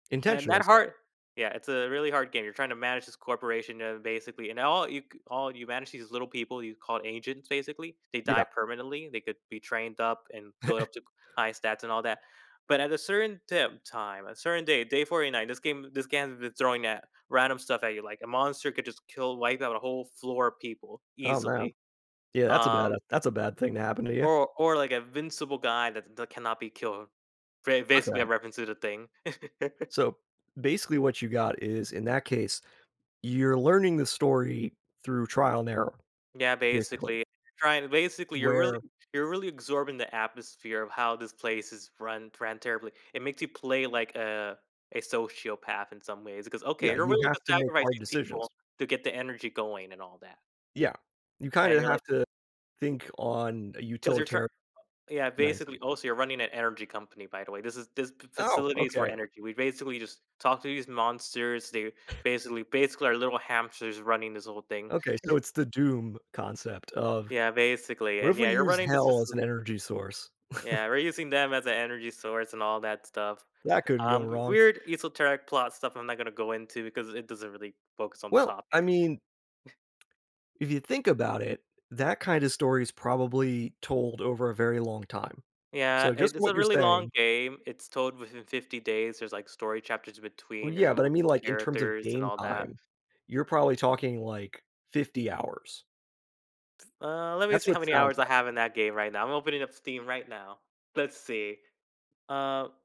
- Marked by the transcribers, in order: chuckle; laugh; "absorbing" said as "agsorbing"; other background noise; chuckle; chuckle; chuckle; tapping; chuckle
- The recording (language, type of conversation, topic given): English, unstructured, How does the way a story is told affect how deeply we connect with it?
- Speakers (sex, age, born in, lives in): male, 20-24, United States, United States; male, 35-39, United States, United States